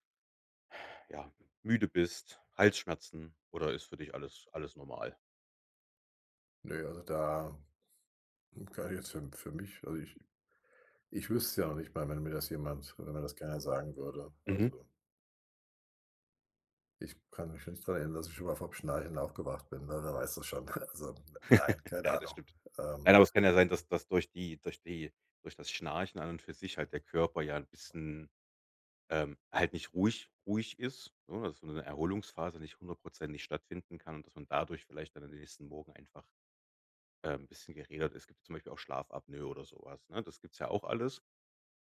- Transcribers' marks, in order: chuckle
- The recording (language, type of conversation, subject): German, advice, Wie beeinträchtigt Schnarchen von dir oder deinem Partner deinen Schlaf?